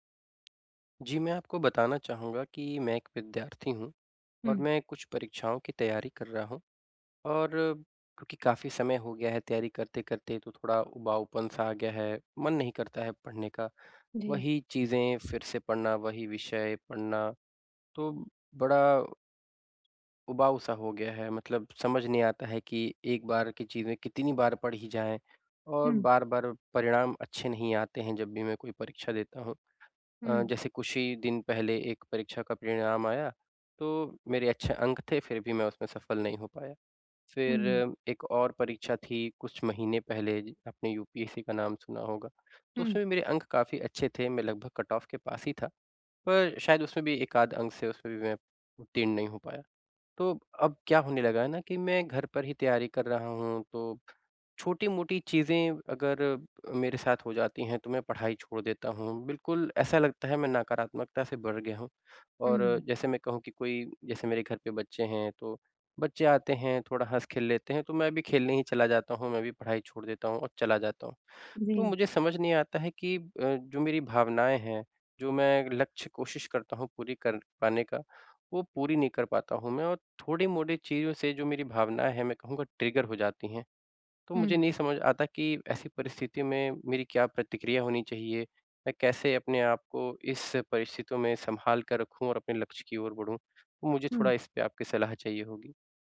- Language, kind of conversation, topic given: Hindi, advice, मैं अपने भावनात्मक ट्रिगर और उनकी प्रतिक्रियाएँ कैसे पहचानूँ?
- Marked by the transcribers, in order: in English: "कट ऑफ"; in English: "ट्रिगर"